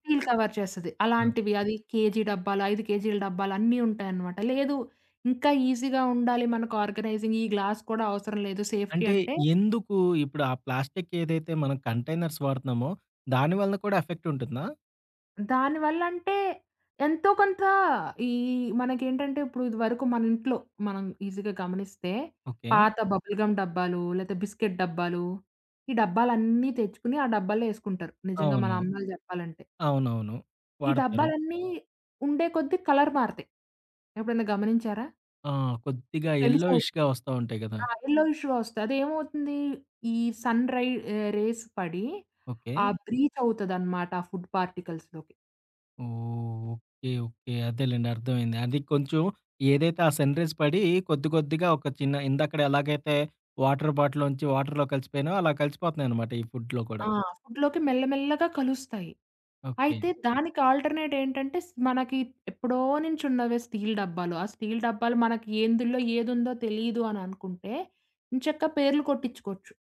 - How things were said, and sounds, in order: in English: "కవర్"; in English: "ఈజీగా"; in English: "ఆర్గనైజింగ్‌కి"; in English: "గ్లాస్"; in English: "సేఫ్టీ"; in English: "కంటైనర్స్"; in English: "ఎఫెక్ట్"; in English: "ఈజీగా"; in English: "బబుల్ గమ్"; in English: "బిస్కెట్"; in English: "కలర్"; in English: "ఎల్లోఇష్‌గా"; in English: "ఎల్లో ఇష్‌గా"; in English: "సన్"; in English: "రేస్"; in English: "బ్రీత్"; in English: "ఫుడ్ పార్టికల్స్‌లోకి"; in English: "సన్ రేస్"; in English: "వాటర్ బాటిల్‌లోంచి వాటర్‌లోకి"; in English: "ఫుడ్‌లో"; in English: "ఫుడ్‌లోకి"; in English: "ఆల్టర్‌నేట్"
- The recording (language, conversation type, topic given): Telugu, podcast, పర్యావరణ రక్షణలో సాధారణ వ్యక్తి ఏమేం చేయాలి?